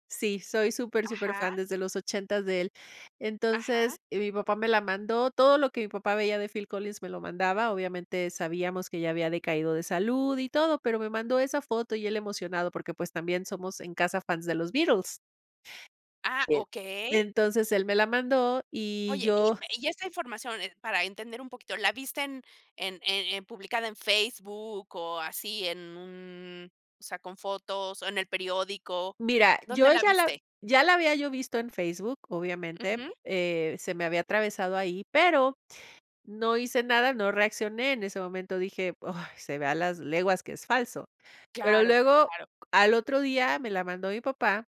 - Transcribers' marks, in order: other noise
- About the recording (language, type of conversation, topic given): Spanish, podcast, ¿Qué haces cuando ves información falsa en internet?